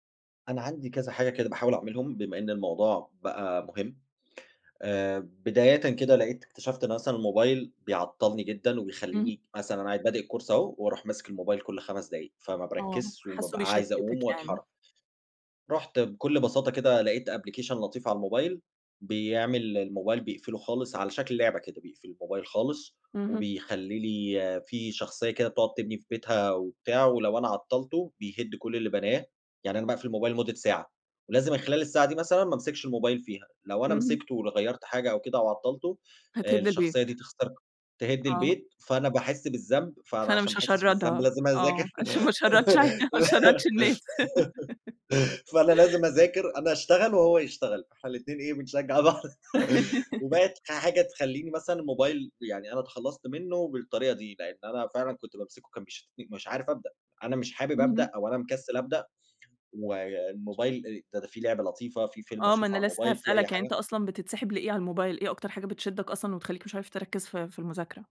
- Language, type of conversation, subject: Arabic, podcast, إزاي تتخلّص من عادة التسويف وإنت بتذاكر؟
- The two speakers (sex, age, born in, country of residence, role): female, 30-34, United States, Egypt, host; male, 30-34, Egypt, Germany, guest
- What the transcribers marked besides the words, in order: in English: "الcourse"; in English: "application"; laughing while speaking: "عشان ما أشرَّدش ع ما أشرَّدش الناس"; laugh; laughing while speaking: "بعض"; laugh